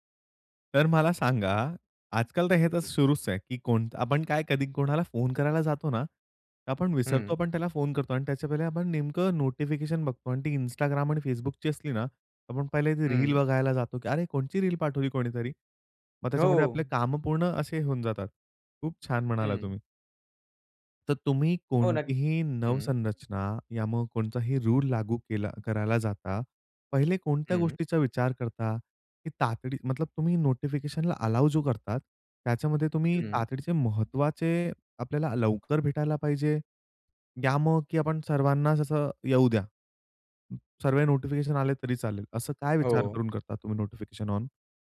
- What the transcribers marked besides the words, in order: tapping; other background noise; in English: "अलाउ"
- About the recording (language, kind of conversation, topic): Marathi, podcast, सूचना